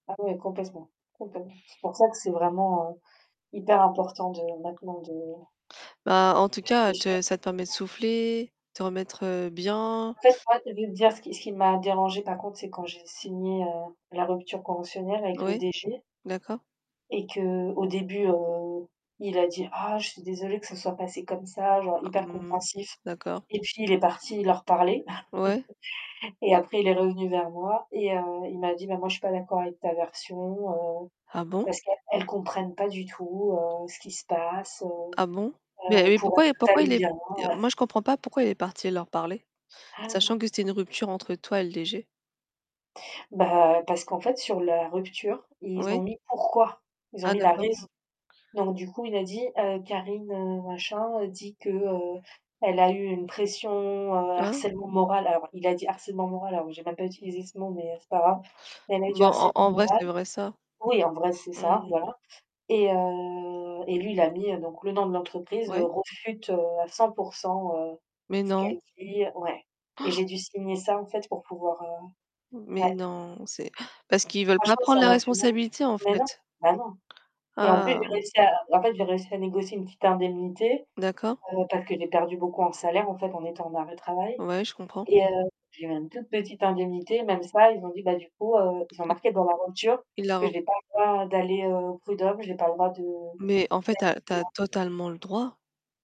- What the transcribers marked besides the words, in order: distorted speech; tapping; unintelligible speech; other background noise; chuckle; gasp; drawn out: "heu"; "réfute" said as "rofute"; gasp; gasp
- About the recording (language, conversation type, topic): French, unstructured, Préféreriez-vous un emploi peu rémunéré mais qui vous laisse du temps libre, ou un emploi très bien rémunéré mais qui vous prend tout votre temps ?